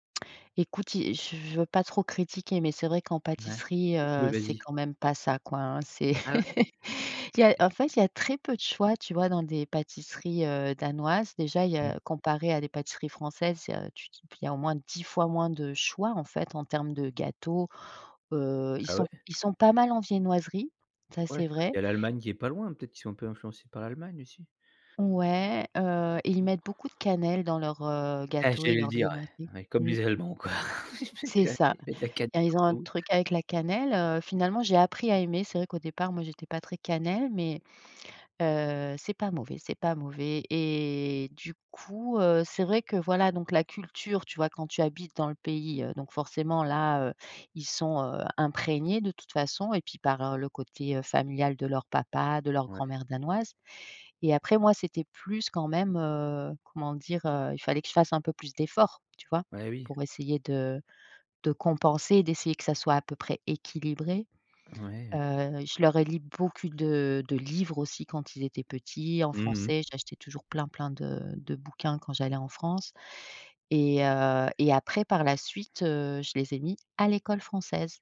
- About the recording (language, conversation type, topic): French, podcast, Comment intégrer plusieurs cultures au sein d’une même famille ?
- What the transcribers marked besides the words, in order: laughing while speaking: "C'est"; laugh; tapping; other background noise; laughing while speaking: "les Allemands quoi. Q ils mettent de la cannelle partout"; laugh; stressed: "équilibré"; "lu" said as "li"; "beaucoup" said as "bucoup"